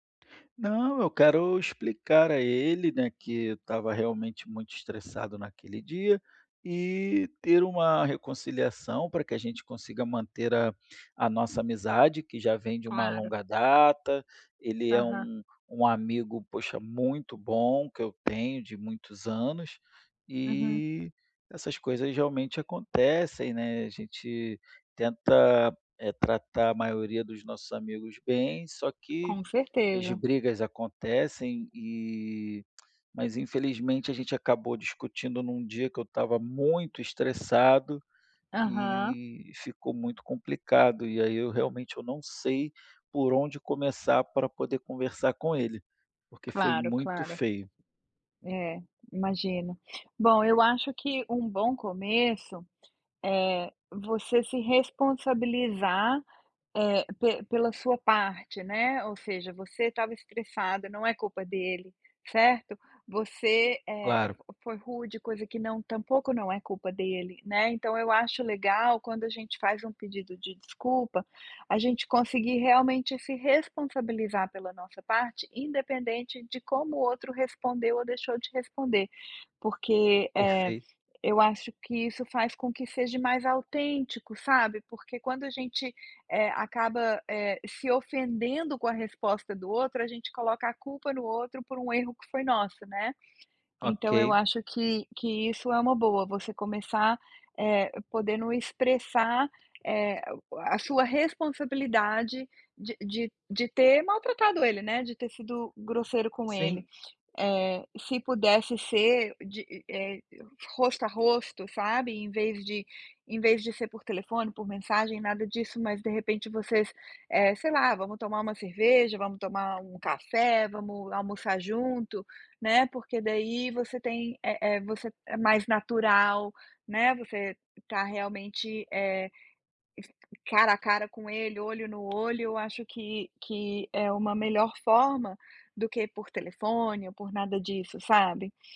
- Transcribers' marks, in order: tapping; tongue click
- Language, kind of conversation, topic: Portuguese, advice, Como posso pedir desculpas de forma sincera depois de magoar alguém sem querer?